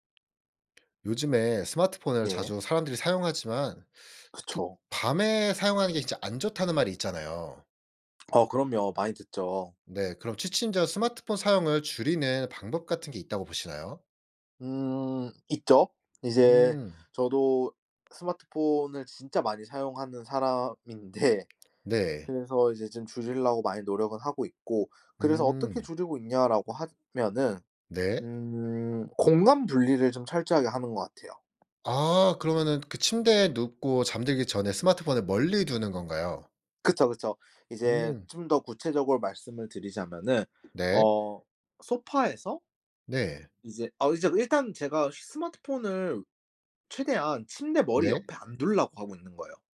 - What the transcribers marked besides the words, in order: other background noise; tapping; laughing while speaking: "사람인데"; "두려고" said as "둘라고"
- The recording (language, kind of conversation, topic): Korean, podcast, 취침 전에 스마트폰 사용을 줄이려면 어떻게 하면 좋을까요?